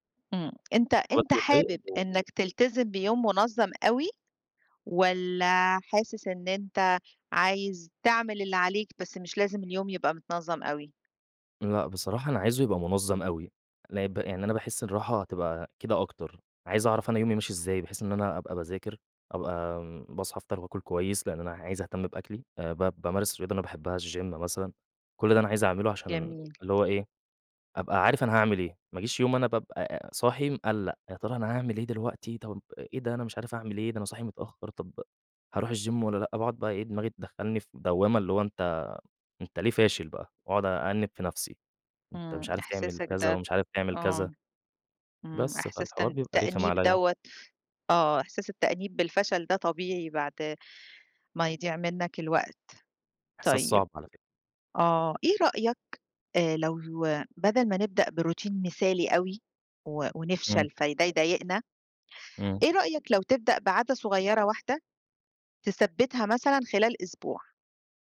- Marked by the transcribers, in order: tapping; in English: "الgym"; in English: "الgym"; in English: "بroutine"
- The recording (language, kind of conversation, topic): Arabic, advice, إزاي أقدر أبدأ روتين صباحي منتظم وأثبت عليه بدعم من حد يشجعني؟